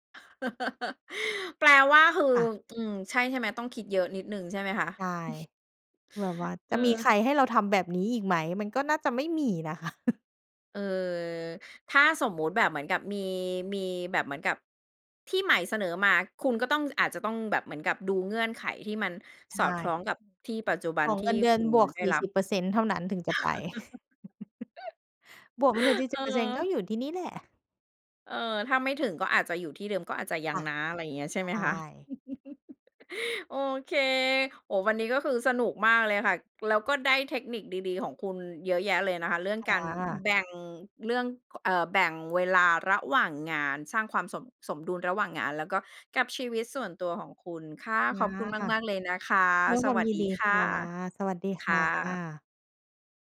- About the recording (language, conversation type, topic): Thai, podcast, เล่าให้ฟังหน่อยว่าคุณจัดสมดุลระหว่างงานกับชีวิตส่วนตัวยังไง?
- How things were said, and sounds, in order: chuckle; chuckle; chuckle; laugh; chuckle; tapping; chuckle